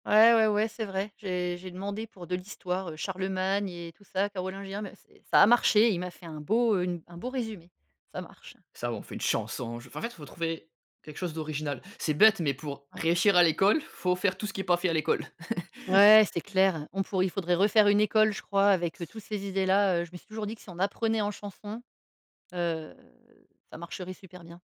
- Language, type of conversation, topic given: French, podcast, Comment apprends-tu le mieux : seul, en groupe ou en ligne, et pourquoi ?
- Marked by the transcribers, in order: chuckle; drawn out: "heu"